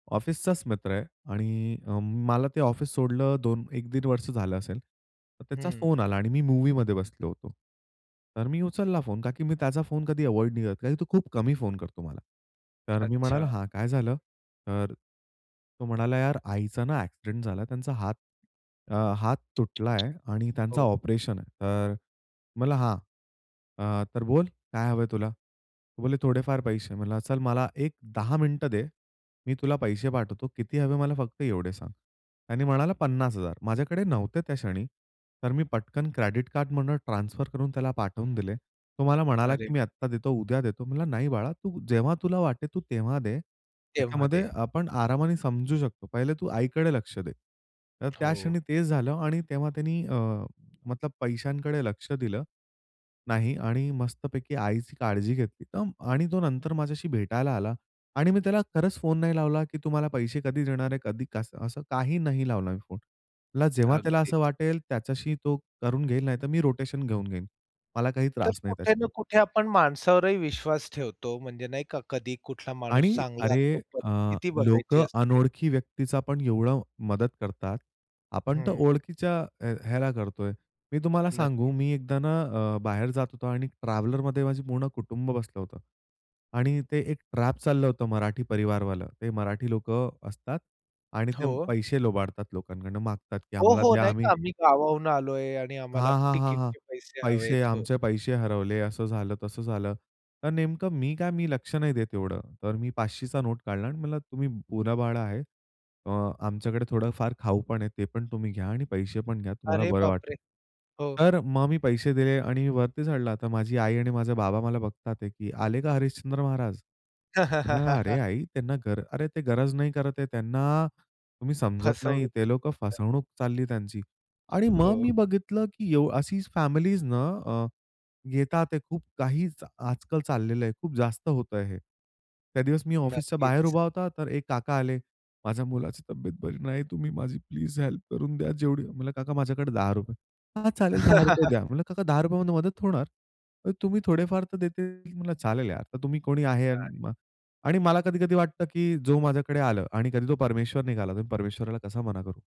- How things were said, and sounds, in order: tapping; tsk; other background noise; in English: "रोटेशन"; chuckle; put-on voice: "माझ्या मुलाची तब्येत बरी नाही. तुम्ही माझी प्लीज हेल्प करून द्या जेवढी"; put-on voice: "हां, चालेल दहा रुपये द्या"; chuckle; unintelligible speech
- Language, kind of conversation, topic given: Marathi, podcast, अडचणीत सापडलात तेव्हा एका अनोळखी व्यक्तीने तुम्हाला कसा प्रतिसाद दिला होता?